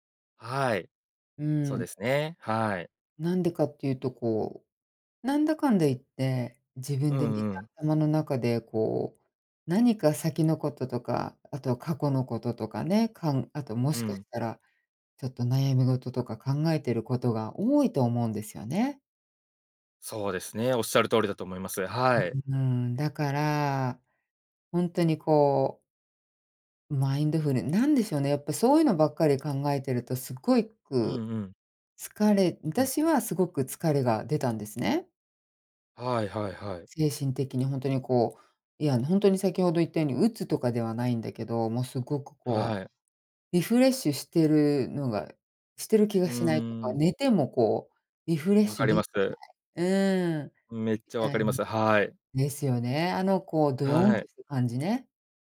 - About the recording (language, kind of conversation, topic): Japanese, podcast, 都会の公園でもできるマインドフルネスはありますか？
- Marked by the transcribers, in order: none